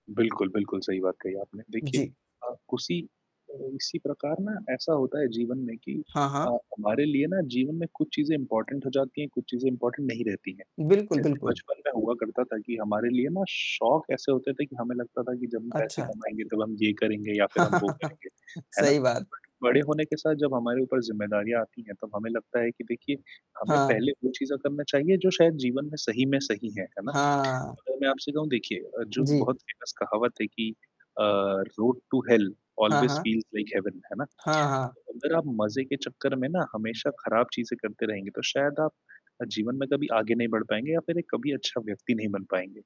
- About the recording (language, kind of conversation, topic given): Hindi, unstructured, पैसे के लिए आप कितना समझौता कर सकते हैं?
- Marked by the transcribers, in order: static; distorted speech; in English: "इम्पोर्टेन्ट"; in English: "इम्पोर्टेन्ट"; chuckle; tapping; in English: "फ़ेमस"; in English: "रोड टू हेल ऑल्वेज़ फील्स लाइक हैवेन"